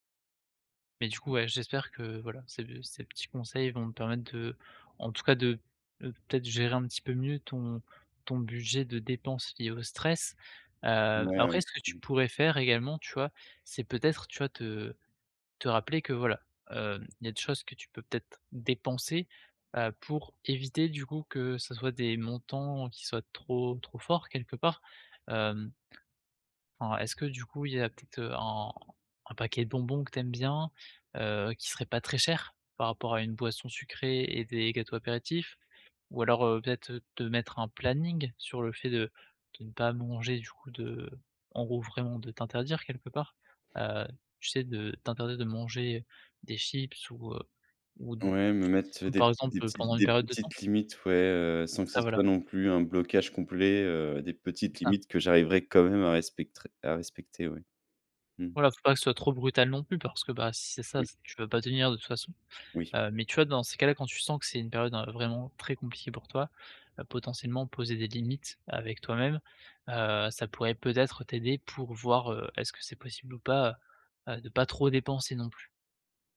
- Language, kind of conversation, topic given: French, advice, Pourquoi est-ce que je dépense quand je suis stressé ?
- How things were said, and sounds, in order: tapping; stressed: "stress"; stressed: "dépenser"; stressed: "planning"; "respecter" said as "respectrer"